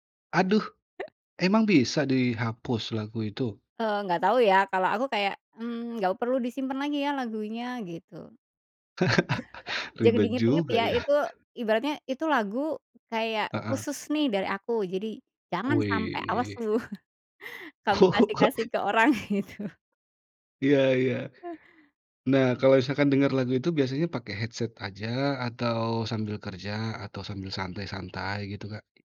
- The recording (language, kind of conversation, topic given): Indonesian, podcast, Lagu apa yang membuat kamu ingin bercerita panjang lebar?
- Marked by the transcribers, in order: tapping; other background noise; chuckle; laughing while speaking: "ya?"; drawn out: "Wih"; laughing while speaking: "lu"; chuckle; laughing while speaking: "gitu"; in English: "headset"